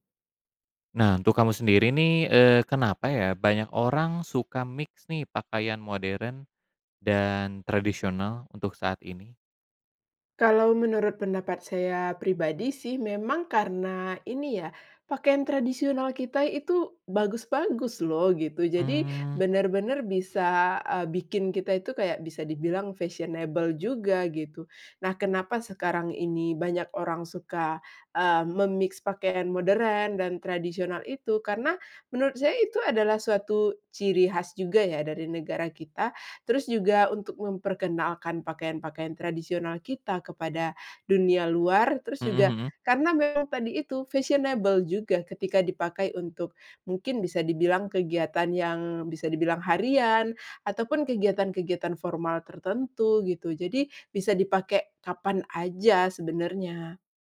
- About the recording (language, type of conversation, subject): Indonesian, podcast, Kenapa banyak orang suka memadukan pakaian modern dan tradisional, menurut kamu?
- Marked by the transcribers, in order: in English: "mix"; in English: "fashionable"; in English: "me-mix"; in English: "fashionable"